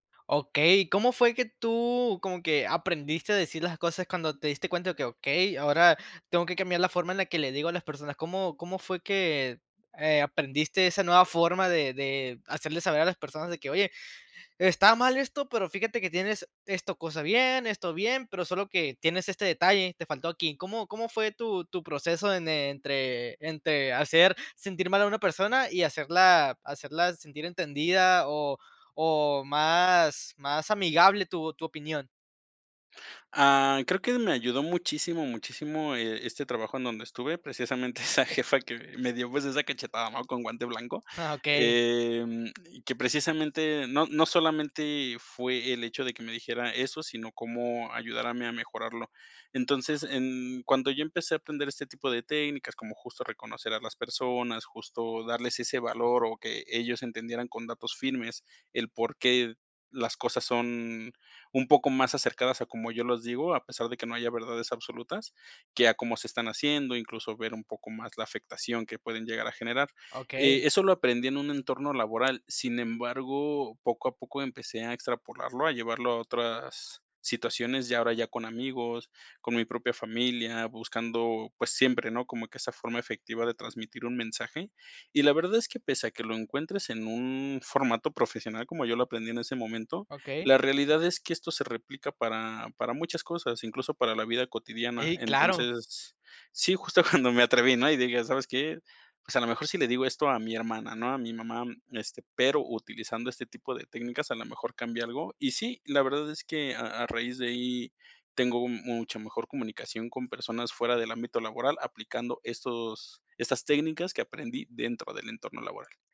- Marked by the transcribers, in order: laughing while speaking: "esa jefa"; other background noise; laughing while speaking: "justo"
- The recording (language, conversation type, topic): Spanish, podcast, ¿Cómo equilibras la honestidad con la armonía?